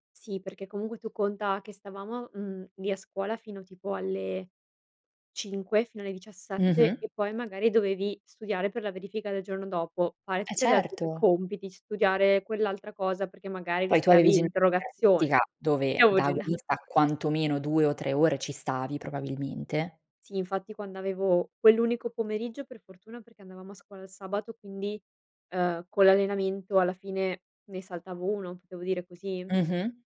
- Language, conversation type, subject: Italian, podcast, Come capisci quando vale davvero la pena correre un rischio?
- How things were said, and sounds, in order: other background noise